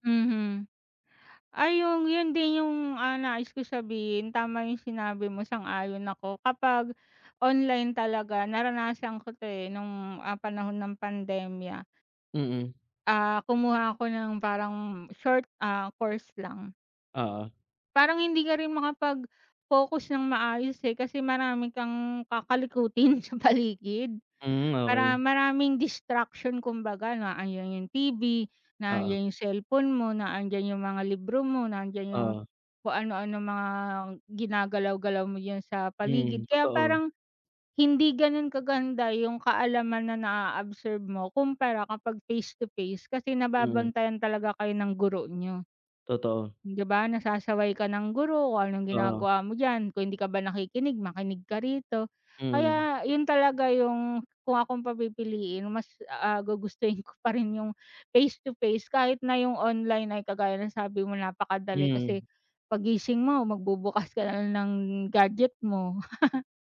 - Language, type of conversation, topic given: Filipino, unstructured, Paano mo ikinukumpara ang pag-aaral sa internet at ang harapang pag-aaral, at ano ang pinakamahalagang natutuhan mo sa paaralan?
- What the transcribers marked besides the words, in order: tapping; laughing while speaking: "sa paligid"; laugh